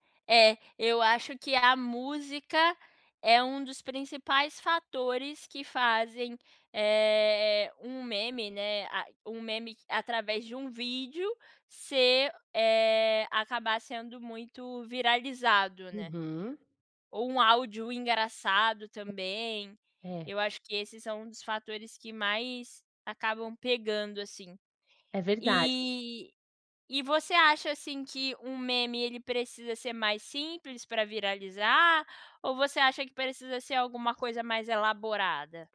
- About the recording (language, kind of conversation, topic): Portuguese, podcast, O que faz um meme atravessar diferentes redes sociais e virar referência cultural?
- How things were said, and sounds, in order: tapping